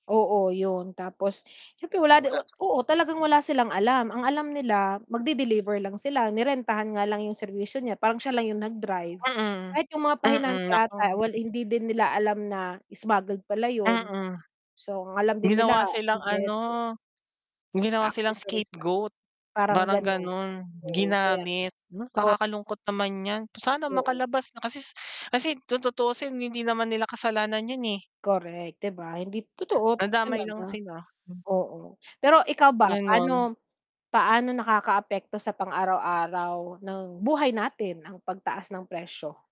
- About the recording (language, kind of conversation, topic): Filipino, unstructured, Ano ang palagay mo sa pagtaas ng presyo ng mga bilihin ngayon?
- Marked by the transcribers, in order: other background noise; static; other noise; unintelligible speech; in English: "scapegoat"; distorted speech